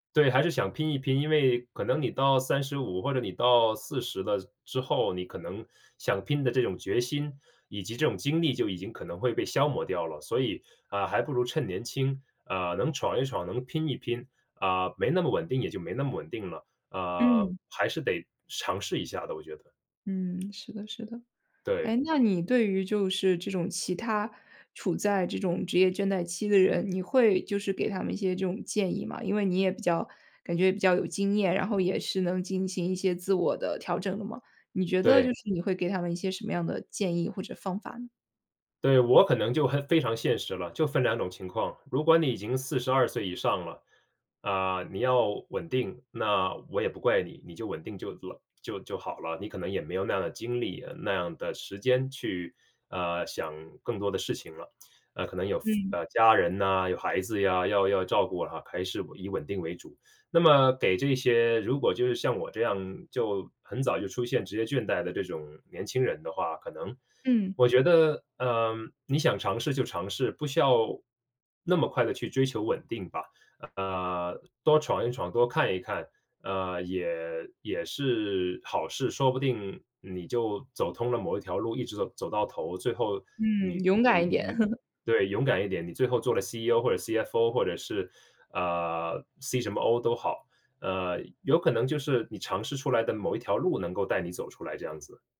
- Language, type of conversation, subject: Chinese, podcast, 你有过职业倦怠的经历吗？
- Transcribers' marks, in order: other background noise; joyful: "勇敢一点"; chuckle